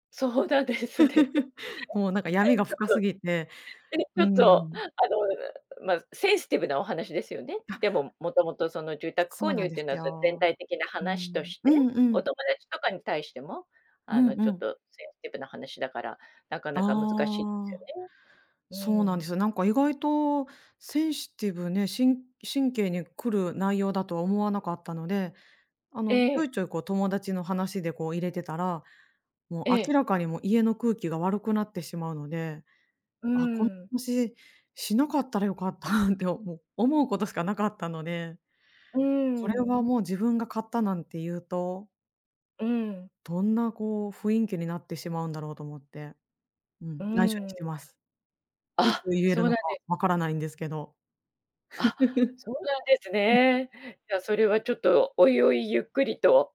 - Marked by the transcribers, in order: laughing while speaking: "そうだですね。 ちょっと、え、ちょっと"; chuckle; other background noise; tapping; chuckle
- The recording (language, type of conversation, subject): Japanese, podcast, 世代によってお金の使い方はどのように違うと思いますか？
- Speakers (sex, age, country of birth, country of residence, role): female, 40-44, Japan, Japan, guest; female, 50-54, Japan, Japan, host